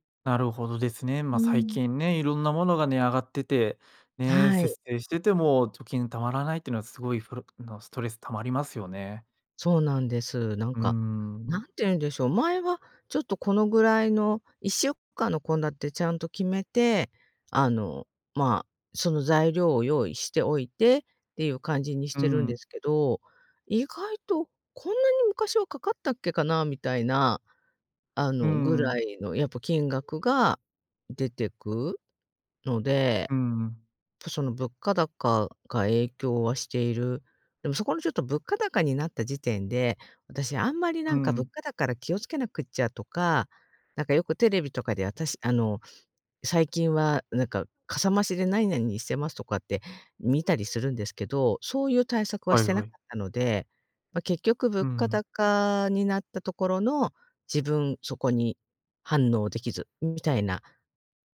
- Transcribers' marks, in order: none
- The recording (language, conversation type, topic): Japanese, advice, 毎月赤字で貯金が増えないのですが、どうすれば改善できますか？